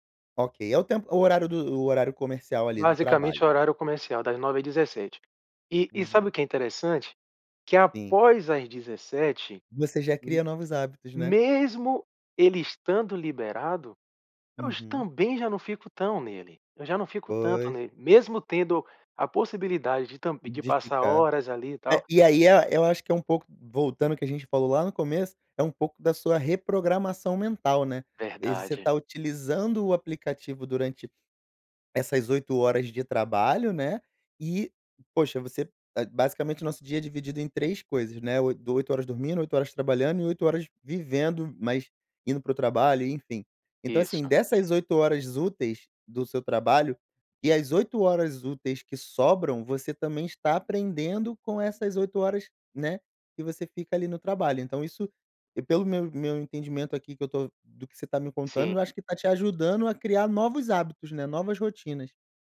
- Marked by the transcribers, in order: other noise; other background noise
- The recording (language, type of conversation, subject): Portuguese, podcast, Como você evita distrações no celular enquanto trabalha?